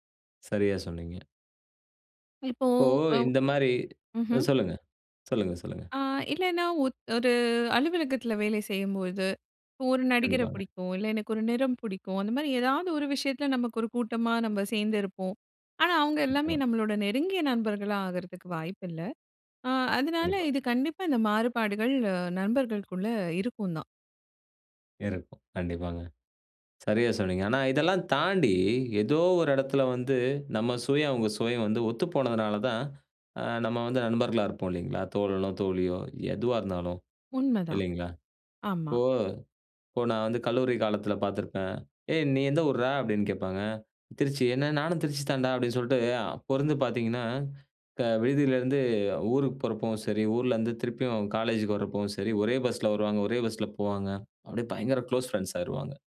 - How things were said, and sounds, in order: none
- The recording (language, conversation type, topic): Tamil, podcast, நண்பர்களின் சுவை வேறிருந்தால் அதை நீங்கள் எப்படிச் சமாளிப்பீர்கள்?